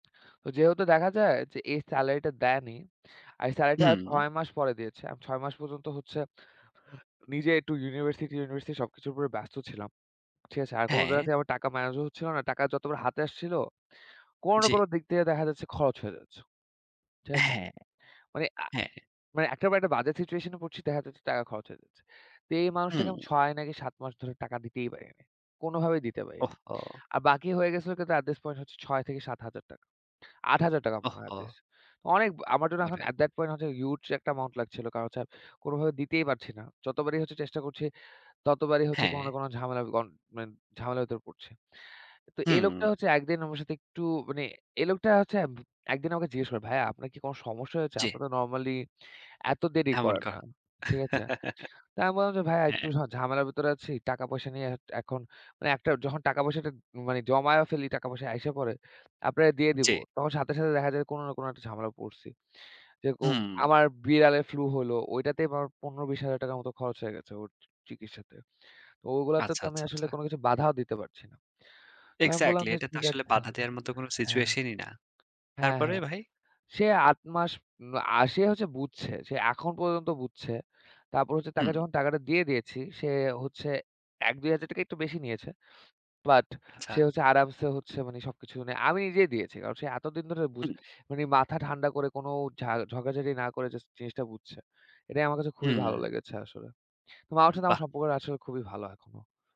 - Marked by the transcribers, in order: yawn; in English: "হিউজ"; giggle
- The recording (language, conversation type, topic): Bengali, unstructured, কোনো প্রিয়জনের সঙ্গে দ্বন্দ্ব হলে আপনি প্রথমে কী করেন?